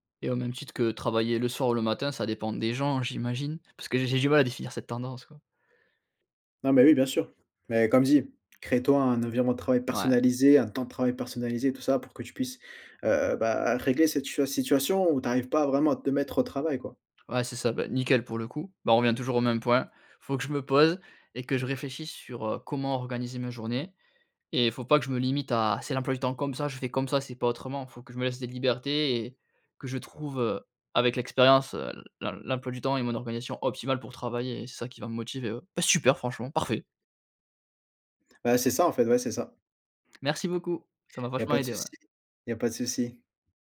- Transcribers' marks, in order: other background noise; stressed: "optimale"; joyful: "Bah, super franchement. Parfait !"
- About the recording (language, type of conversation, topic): French, advice, Pourquoi ai-je tendance à procrastiner avant d’accomplir des tâches importantes ?